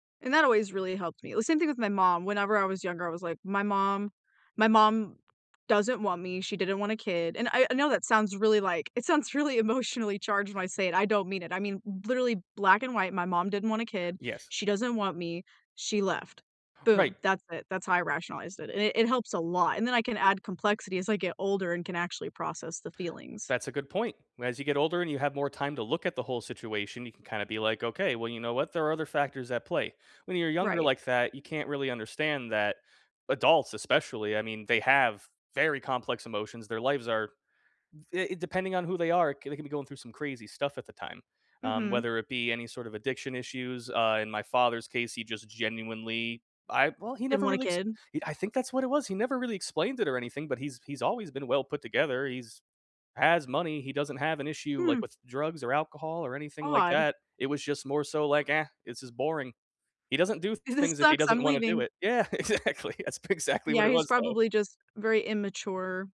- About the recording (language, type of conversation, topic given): English, unstructured, What should you do when a family member breaks your trust?
- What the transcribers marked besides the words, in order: other background noise; laughing while speaking: "Exactly. That's p exactly"